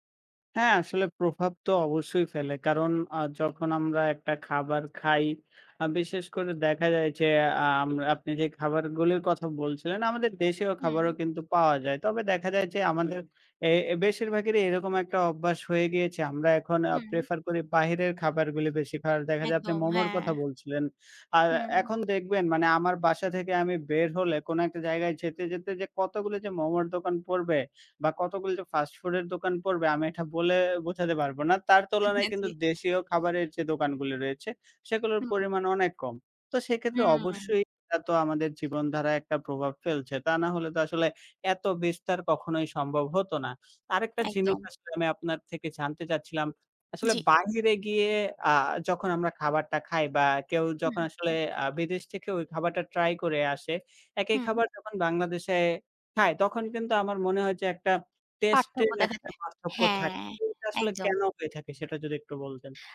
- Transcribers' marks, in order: other background noise; tapping
- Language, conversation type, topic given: Bengali, unstructured, বিভিন্ন দেশের খাবারের মধ্যে আপনার কাছে সবচেয়ে বড় পার্থক্যটা কী বলে মনে হয়?